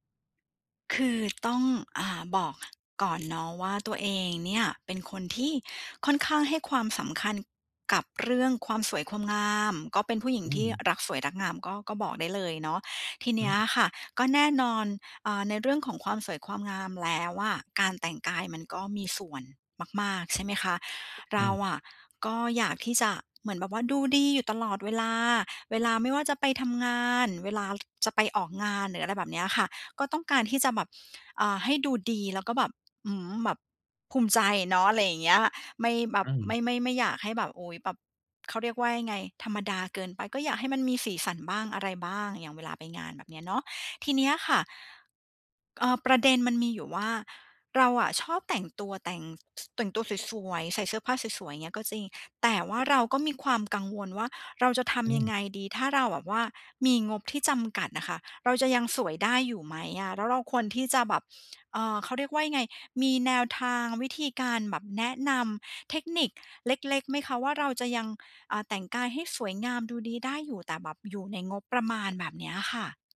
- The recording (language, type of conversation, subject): Thai, advice, จะแต่งกายให้ดูดีด้วยงบจำกัดควรเริ่มอย่างไร?
- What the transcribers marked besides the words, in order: other background noise